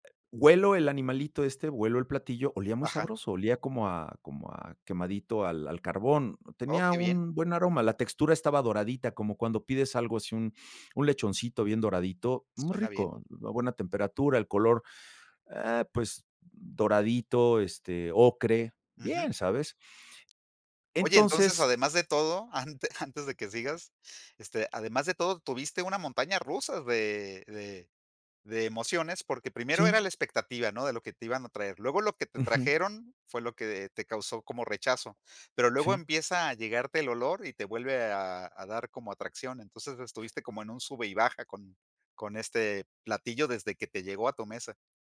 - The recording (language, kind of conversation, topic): Spanish, podcast, ¿Qué comida probaste durante un viaje que más te sorprendió?
- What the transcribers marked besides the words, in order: other background noise